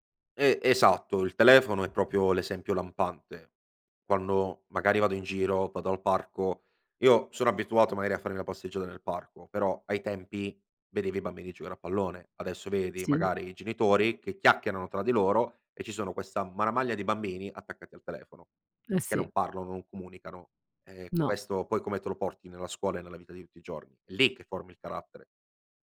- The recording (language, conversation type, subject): Italian, podcast, Che giochi di strada facevi con i vicini da piccolo?
- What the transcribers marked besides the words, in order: none